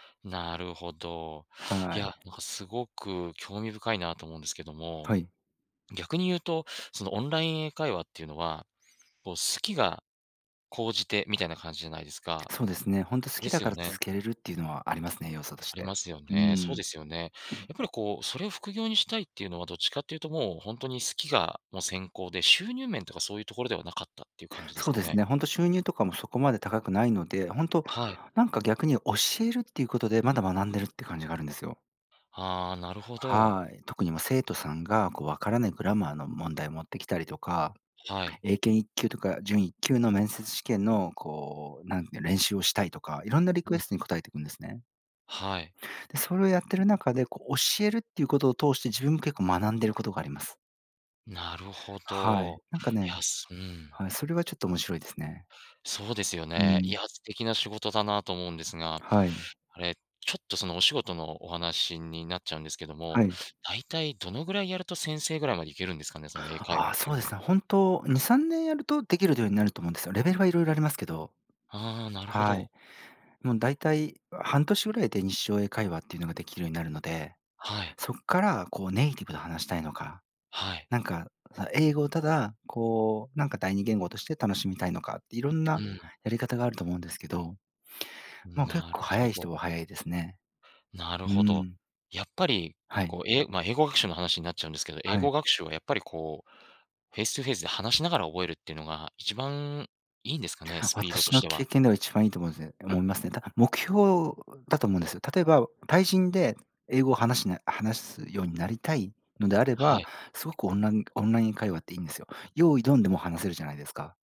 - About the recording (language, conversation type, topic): Japanese, podcast, 好きなことを仕事にするコツはありますか？
- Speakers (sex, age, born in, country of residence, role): male, 35-39, Japan, Japan, host; male, 40-44, Japan, Japan, guest
- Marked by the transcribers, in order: other background noise; tapping; other noise